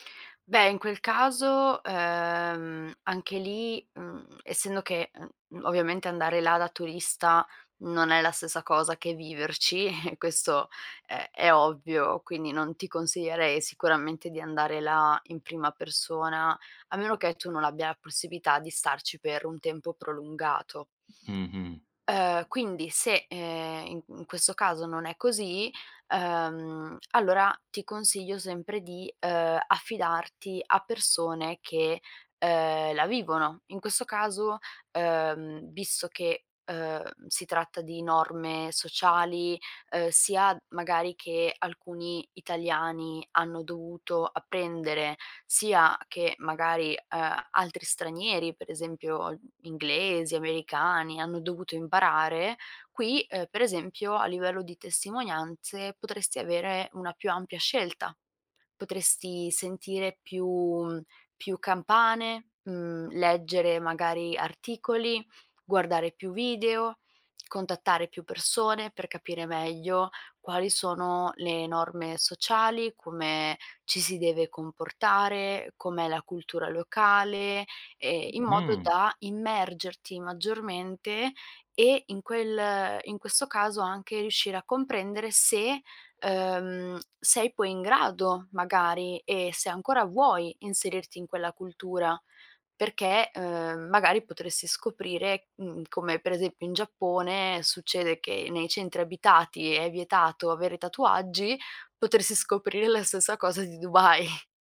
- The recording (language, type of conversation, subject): Italian, advice, Come posso affrontare la solitudine e il senso di isolamento dopo essermi trasferito in una nuova città?
- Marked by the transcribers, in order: chuckle; other background noise; tapping; laughing while speaking: "Dubai"